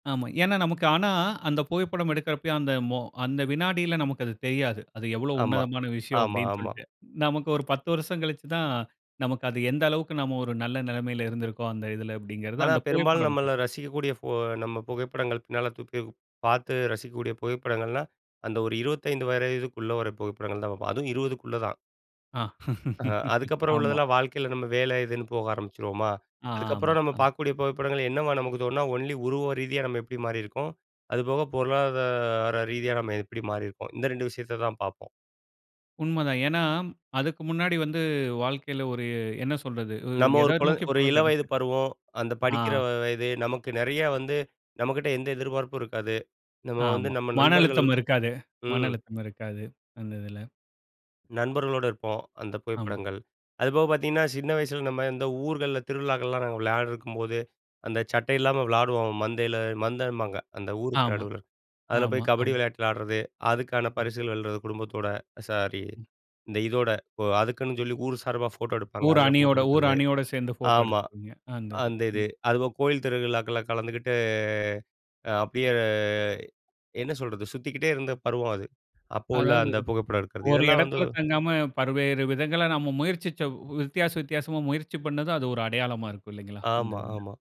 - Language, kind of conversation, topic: Tamil, podcast, பழைய புகைப்படங்களைப் பார்க்கும்போது நீங்கள் என்ன நினைக்கிறீர்கள்?
- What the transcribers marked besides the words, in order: "வயதுக்குள்ள" said as "வரஇதுக்குள்ள"; laugh; drawn out: "ஆமா"; in English: "ஒன்லி"; drawn out: "பொருளாதார"; other background noise; "திருவிழாக்கள்ல" said as "திருகிழாக்கள்ல"; "பல்வேறு" said as "பருவேறு"